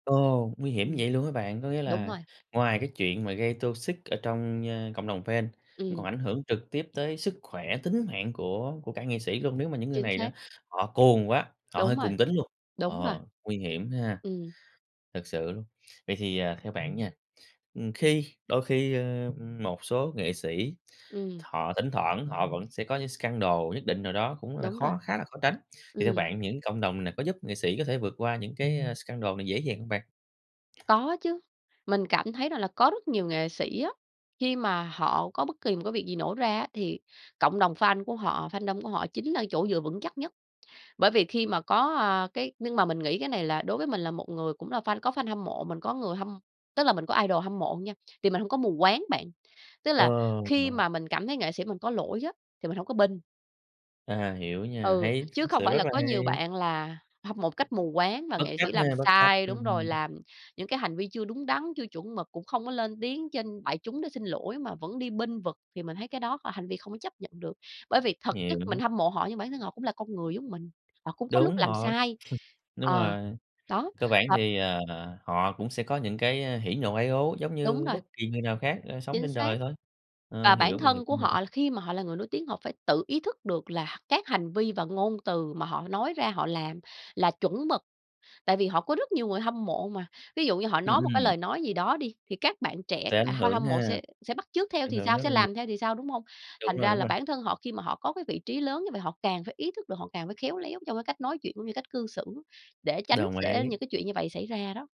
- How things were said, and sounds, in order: tapping; in English: "toxic"; other background noise; in English: "scandal"; in English: "scandal"; in English: "fandom"; in English: "idol"; unintelligible speech; unintelligible speech; chuckle; unintelligible speech; other noise
- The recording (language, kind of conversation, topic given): Vietnamese, podcast, Bạn cảm nhận fandom ảnh hưởng tới nghệ sĩ thế nào?